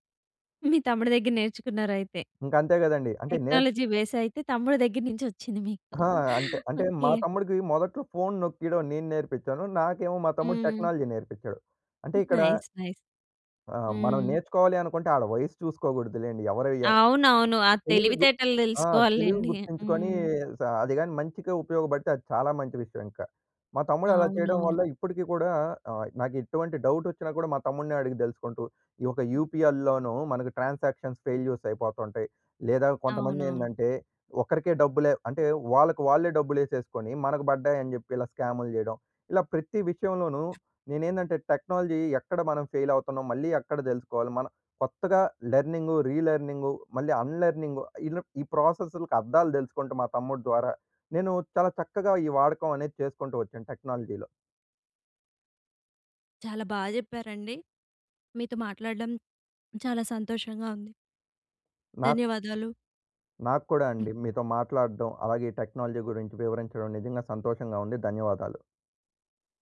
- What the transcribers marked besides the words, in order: chuckle; in English: "టెక్నాలజీ బేస్"; chuckle; in English: "టెక్నాలజీ"; chuckle; in English: "నైస్. నైస్"; in English: "డౌట్"; in English: "ట్రాన్సాక్షన్స్ ఫెయిల్యూర్స్"; "విషయంలోనూ" said as "విచ్చంలోనూ"; other background noise; in English: "టెక్నాలజీ"; in English: "ఫెయిల్"; in English: "టెక్నాలజీలో"; swallow; other noise; in English: "టెక్నాలజీ"
- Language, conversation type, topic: Telugu, podcast, మీరు మొదట టెక్నాలజీని ఎందుకు వ్యతిరేకించారు, తర్వాత దాన్ని ఎలా స్వీకరించి ఉపయోగించడం ప్రారంభించారు?
- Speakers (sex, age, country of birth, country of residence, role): female, 30-34, India, India, host; male, 20-24, India, India, guest